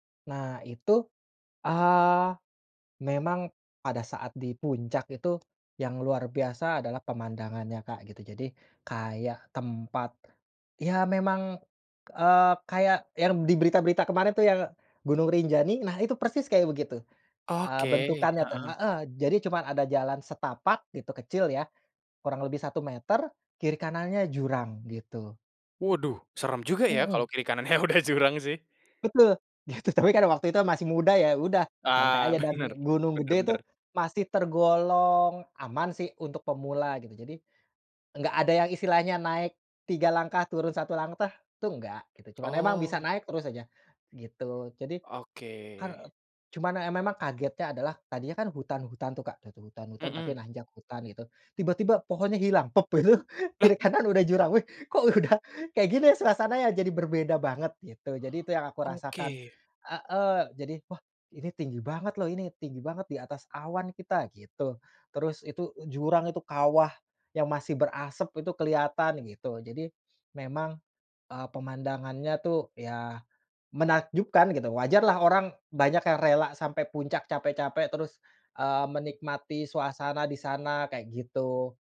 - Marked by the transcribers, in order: laughing while speaking: "kanannya udah"; "langkah" said as "langtah"; laughing while speaking: "gitu"; laughing while speaking: "udah"; tapping
- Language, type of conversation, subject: Indonesian, podcast, Apa momen paling bikin kamu merasa penasaran waktu jalan-jalan?